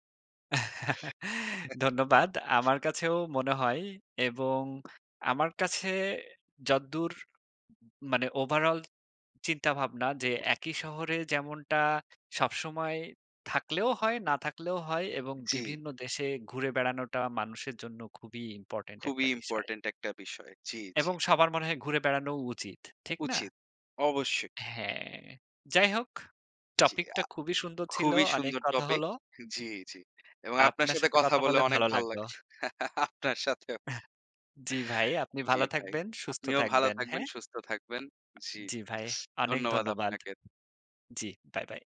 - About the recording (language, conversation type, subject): Bengali, unstructured, আপনি কি সারাজীবন একই শহরে থাকতে চান, নাকি বিভিন্ন দেশে ঘুরে বেড়াতে চান?
- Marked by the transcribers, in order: chuckle; other noise; laugh; laugh; laughing while speaking: "আপনার সাথেও"; chuckle; laugh; sniff